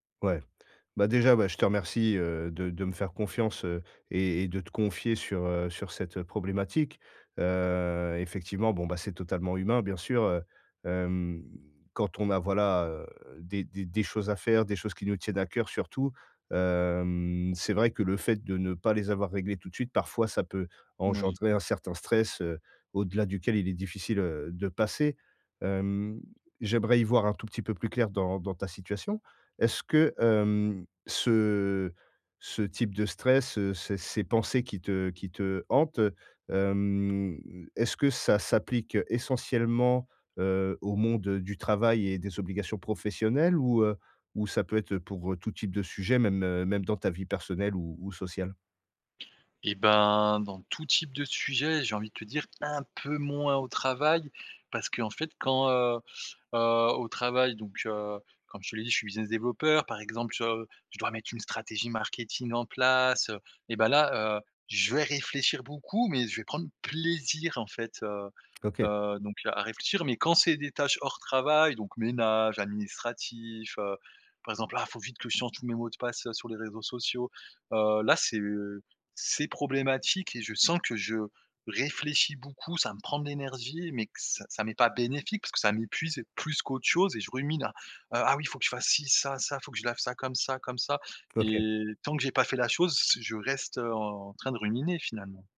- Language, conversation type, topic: French, advice, Comment puis-je arrêter de ruminer sans cesse mes pensées ?
- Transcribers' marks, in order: stressed: "un peu moins"; stressed: "plaisir"